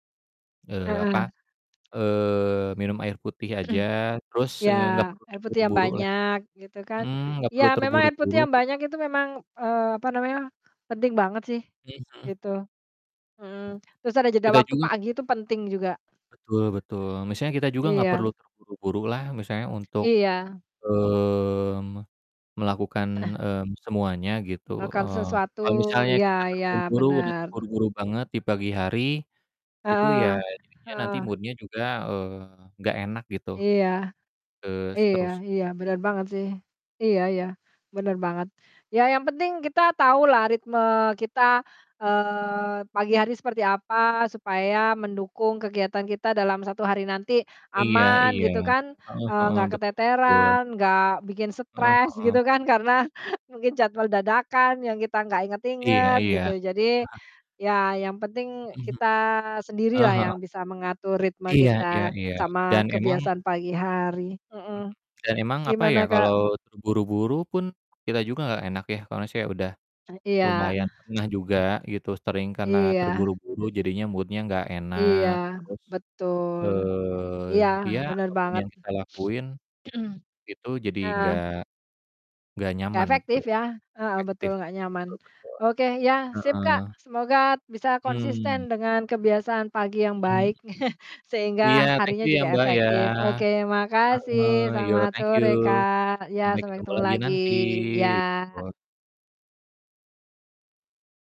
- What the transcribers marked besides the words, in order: other background noise; throat clearing; distorted speech; drawn out: "mmm"; in English: "mood-nya"; chuckle; in English: "mood-nya"; static; drawn out: "eee"; sniff; throat clearing; chuckle
- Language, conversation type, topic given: Indonesian, unstructured, Kebiasaan pagi apa yang selalu kamu lakukan setiap hari?